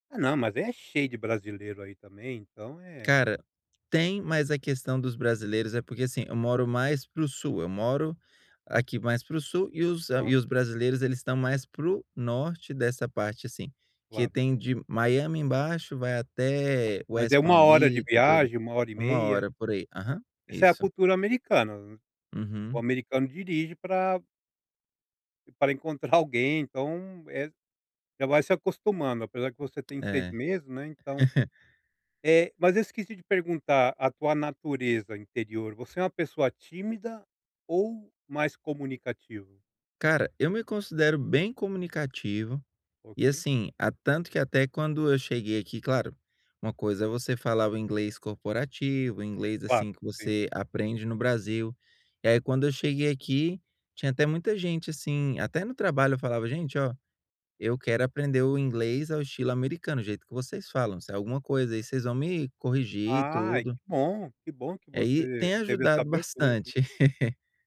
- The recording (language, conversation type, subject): Portuguese, advice, Como posso criar conexões autênticas com novas pessoas?
- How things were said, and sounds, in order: laugh; chuckle